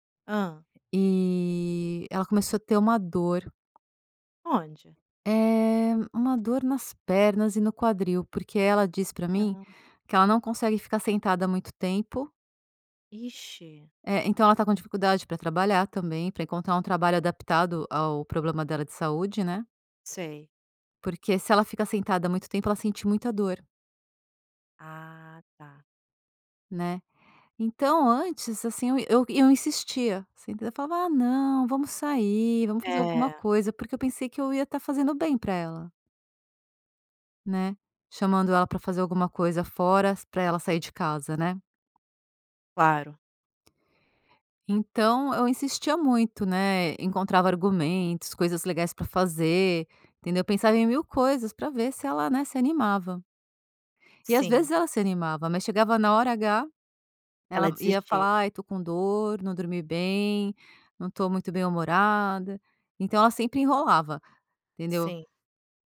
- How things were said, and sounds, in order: unintelligible speech; tapping
- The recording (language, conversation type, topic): Portuguese, podcast, Quando é a hora de insistir e quando é melhor desistir?